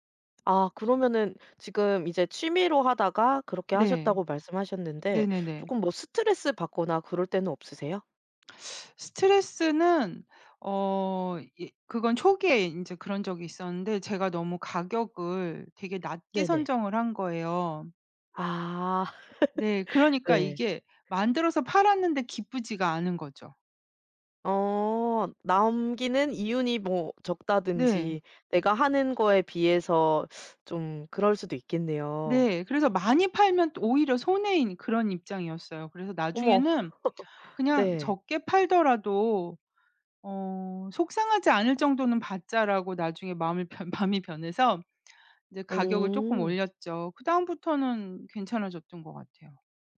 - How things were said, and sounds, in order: other background noise; tapping; laugh; laugh; laughing while speaking: "변 마음이"
- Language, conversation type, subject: Korean, podcast, 창작 루틴은 보통 어떻게 짜시는 편인가요?